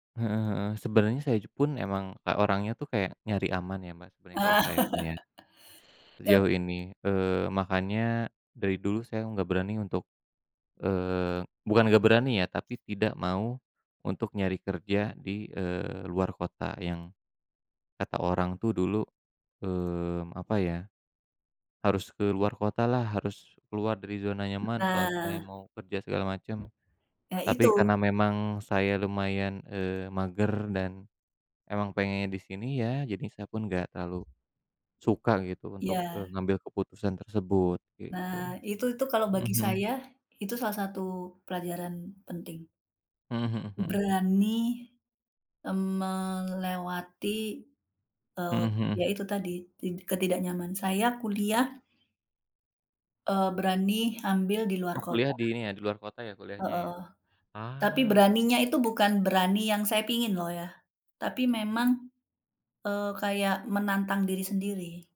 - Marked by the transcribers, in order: tapping; other background noise; chuckle
- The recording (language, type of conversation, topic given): Indonesian, unstructured, Apa pelajaran hidup terpenting yang pernah kamu pelajari?